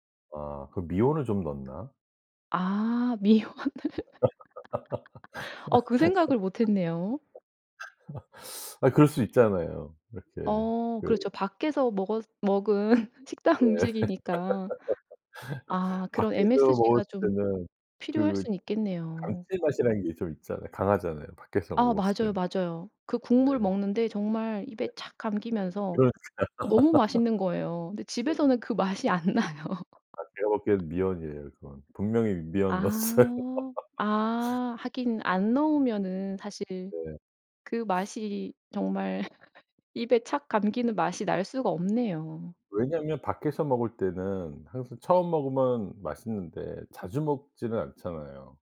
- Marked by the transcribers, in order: other background noise; laughing while speaking: "미원을"; laugh; laugh; laughing while speaking: "그러니까"; laugh; laughing while speaking: "안 나요"; laugh; laughing while speaking: "넣었어요"; laugh; sniff; laugh
- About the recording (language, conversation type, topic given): Korean, podcast, 그 음식 냄새만 맡아도 떠오르는 기억이 있나요?